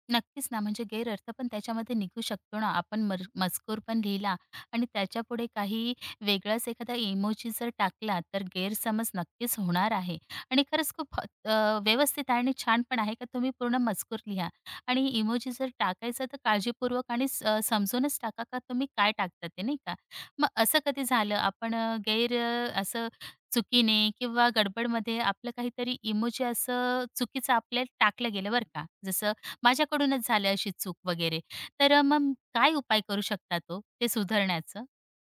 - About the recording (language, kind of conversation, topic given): Marathi, podcast, इमोजी वापरण्याबद्दल तुमची काय मते आहेत?
- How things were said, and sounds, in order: other noise